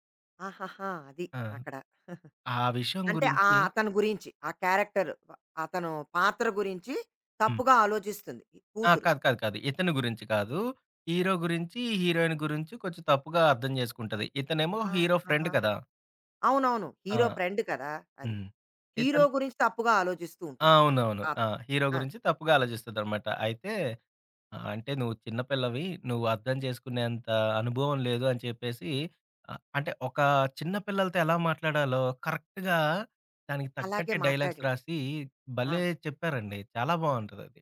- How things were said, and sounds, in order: giggle; in English: "క్యారెక్టర్"; in English: "హీరో"; in English: "హీరోయిన్"; in English: "హీరో ఫ్రెండ్"; in English: "హీరో ఫ్రెండ్"; in English: "హీరో"; in English: "హీరో"; in English: "డైలాగ్స్"
- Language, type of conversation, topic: Telugu, podcast, ఏ సినిమా పాత్ర మీ స్టైల్‌ను మార్చింది?